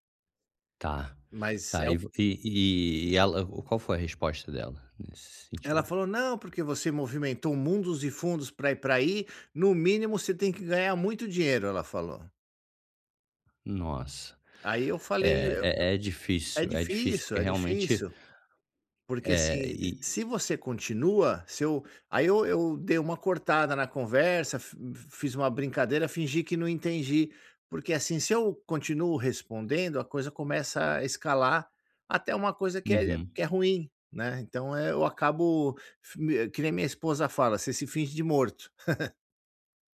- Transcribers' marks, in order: other noise; tapping; laugh
- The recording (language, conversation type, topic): Portuguese, advice, Como posso estabelecer limites saudáveis com familiares que cobram?